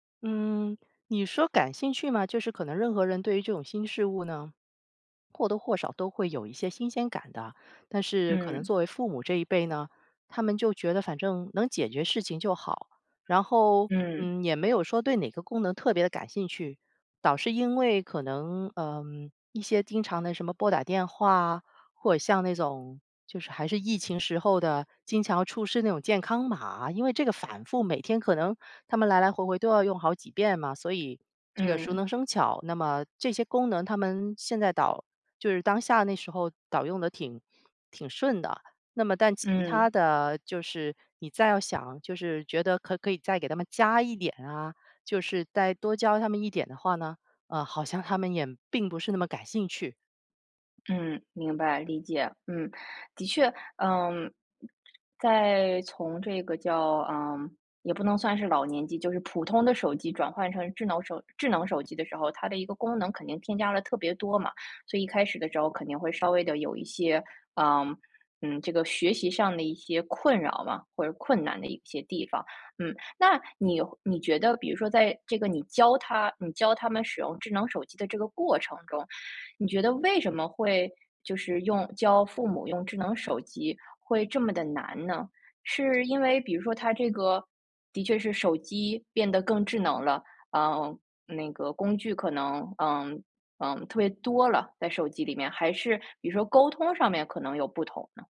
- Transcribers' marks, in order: none
- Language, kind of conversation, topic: Chinese, podcast, 你会怎么教父母用智能手机，避免麻烦？